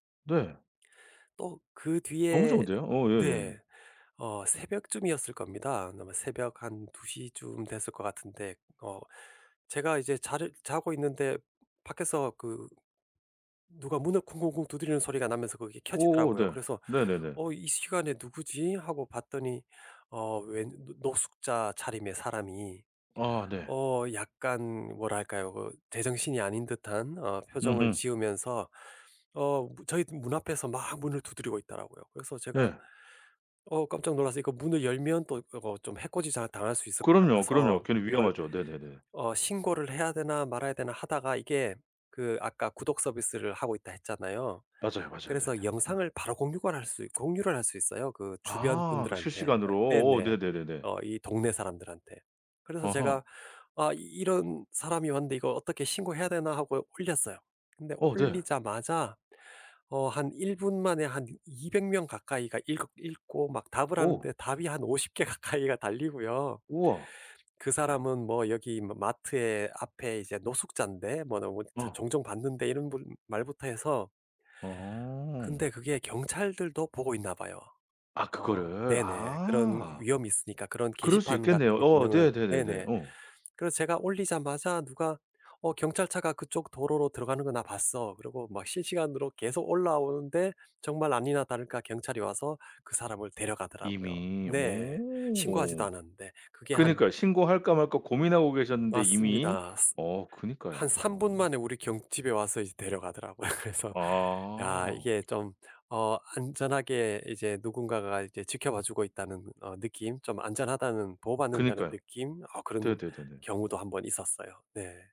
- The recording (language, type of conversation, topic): Korean, podcast, 스마트홈 기술은 우리 집에 어떤 영향을 미치나요?
- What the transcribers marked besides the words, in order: other background noise; laughing while speaking: "데려가더라고요. 그래서"